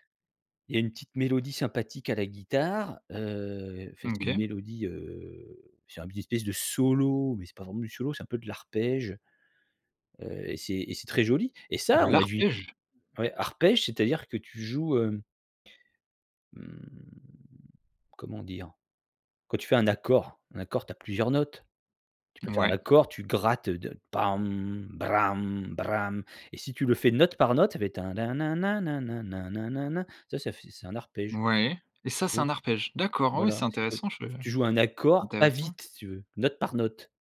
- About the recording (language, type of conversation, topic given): French, podcast, Quelle chanson écoutais-tu en boucle à l’adolescence ?
- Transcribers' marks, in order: stressed: "solo"; stressed: "l'arpège"; tapping; drawn out: "mmh"